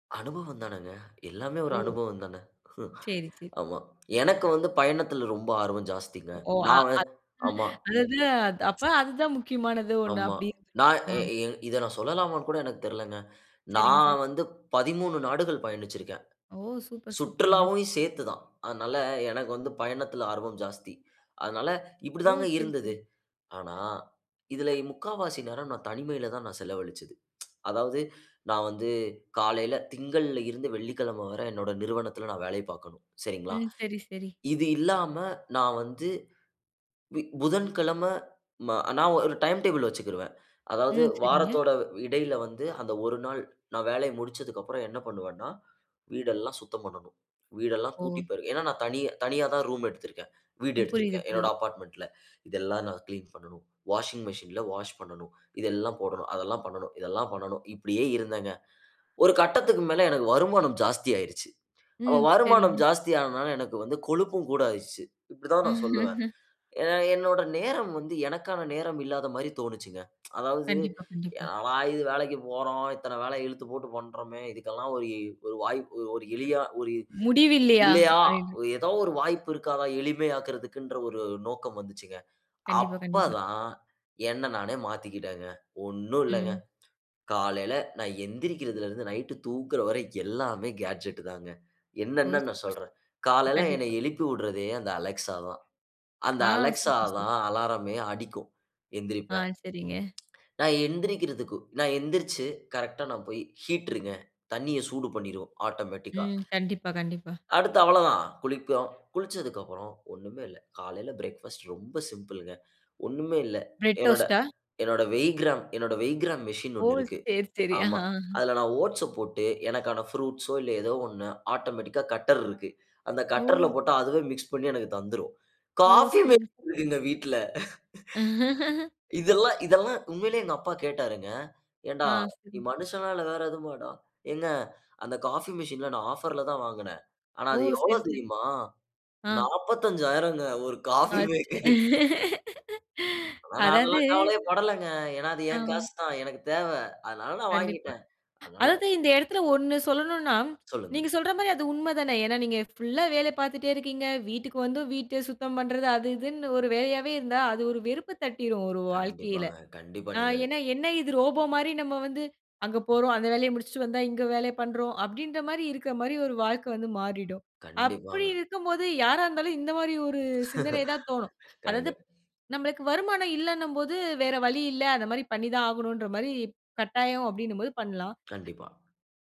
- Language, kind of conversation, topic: Tamil, podcast, பணிகளை தானியங்கியாக்க எந்த சாதனங்கள் அதிகமாக பயனுள்ளதாக இருக்கின்றன என்று நீங்கள் நினைக்கிறீர்கள்?
- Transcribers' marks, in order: chuckle; other noise; tapping; laugh; in English: "கேட்ஜெட்"; other background noise; in English: "ஆட்டோமேட்டிக்கா"; in English: "டோஸ்ட்டா?"; in English: "வெய்கிராம்"; in English: "வெய்கிராம்"; chuckle; in English: "ஆட்டோமேட்டிக்கா"; laughing while speaking: "காஃபி மேக்கர் இருக்குங்க வீட்ல"; laugh; laughing while speaking: "காஃபி மேக்கரு"; laugh; laugh